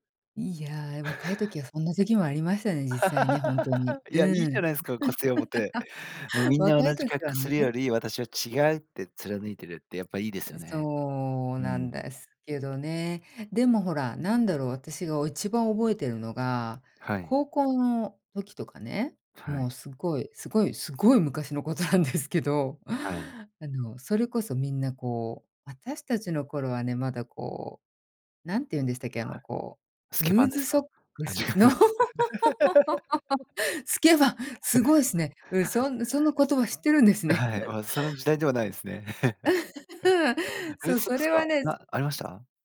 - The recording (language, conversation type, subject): Japanese, podcast, 流行と自分の好みのバランスを、普段どう取っていますか？
- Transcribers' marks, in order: chuckle; laugh; laugh; laughing while speaking: "昔のことなんですけど"; laughing while speaking: "あ、じかぬ"; laugh; other background noise; chuckle; laugh; other noise